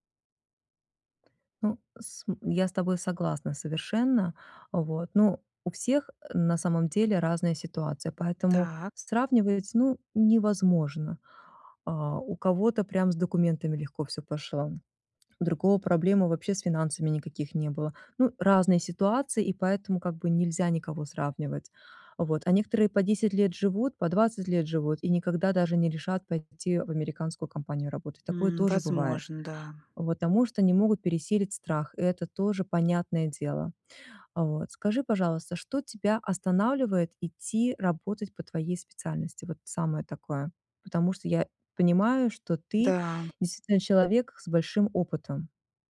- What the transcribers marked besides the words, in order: tapping
- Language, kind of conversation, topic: Russian, advice, Как мне отпустить прежние ожидания и принять новую реальность?